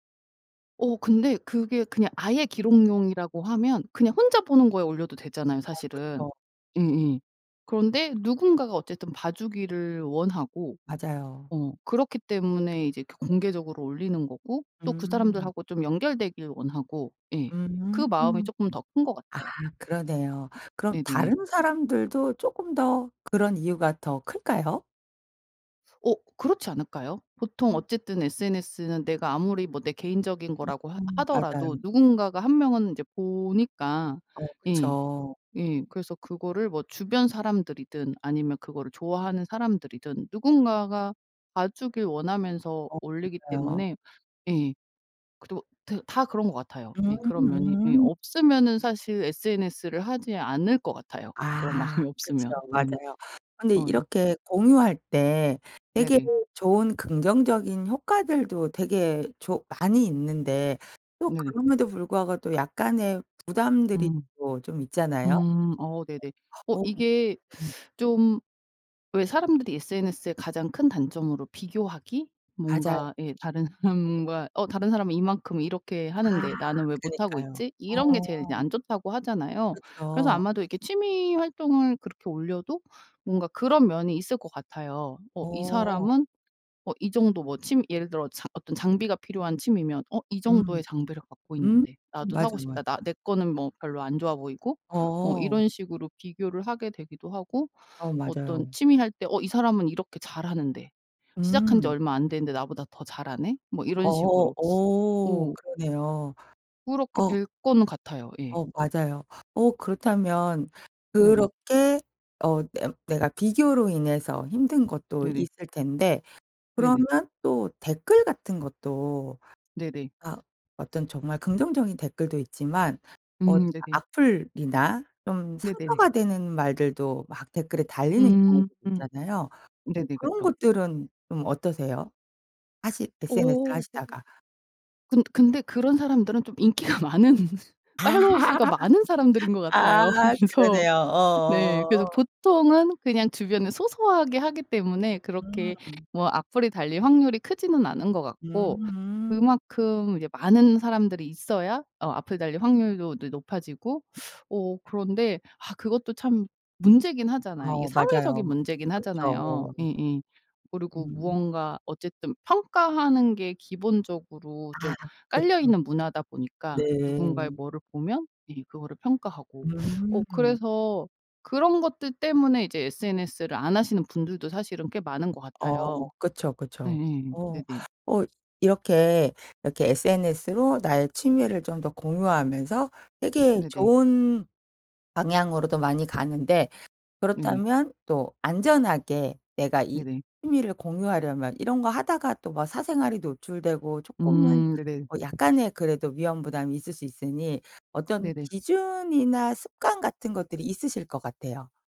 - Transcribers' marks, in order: tapping; other background noise; laughing while speaking: "그런 마음이"; teeth sucking; laughing while speaking: "사람과"; laughing while speaking: "인기가 많은 팔로워 수가 많은 사람들인 것 같아요. 그래서 네"; laughing while speaking: "아"; laugh; teeth sucking; teeth sucking
- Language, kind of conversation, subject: Korean, podcast, 취미를 SNS에 공유하는 이유가 뭐야?